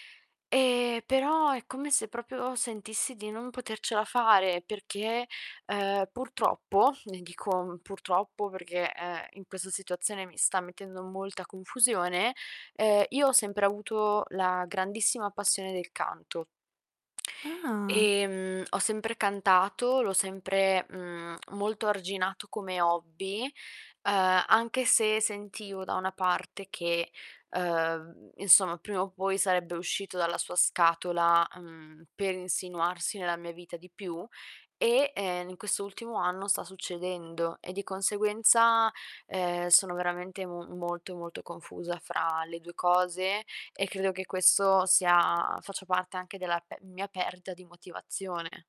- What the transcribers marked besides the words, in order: distorted speech; "proprio" said as "propio"; tapping; surprised: "Ah"; "perdita" said as "perta"
- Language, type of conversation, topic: Italian, advice, Come posso affrontare la perdita di motivazione e il fatto di non riconoscere più lo scopo del progetto?